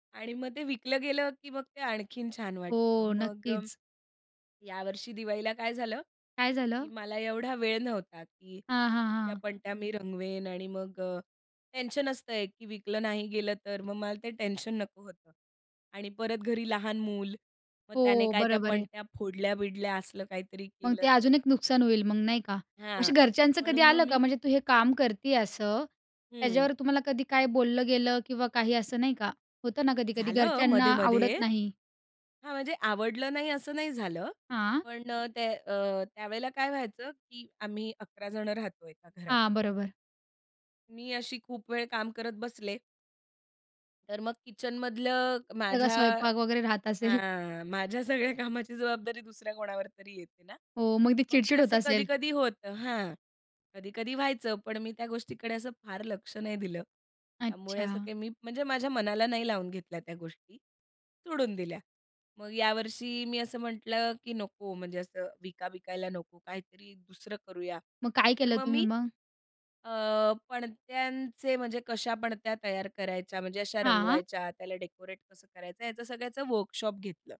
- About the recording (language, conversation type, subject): Marathi, podcast, संकल्पनेपासून काम पूर्ण होईपर्यंत तुमचा प्रवास कसा असतो?
- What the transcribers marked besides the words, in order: laughing while speaking: "माझ्या सगळ्या कामाची जबाबदारी"; laughing while speaking: "असेल"